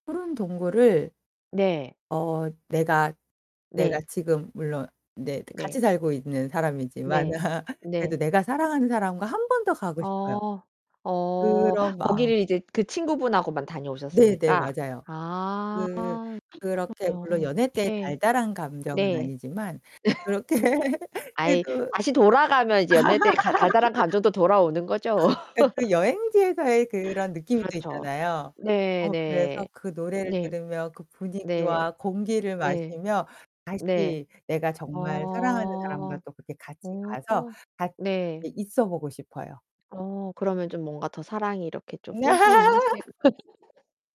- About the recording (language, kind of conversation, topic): Korean, podcast, 여행 중 가장 기억에 남는 순간은 언제였나요?
- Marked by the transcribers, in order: static; laugh; other background noise; distorted speech; laugh; laughing while speaking: "그렇게"; laugh; laugh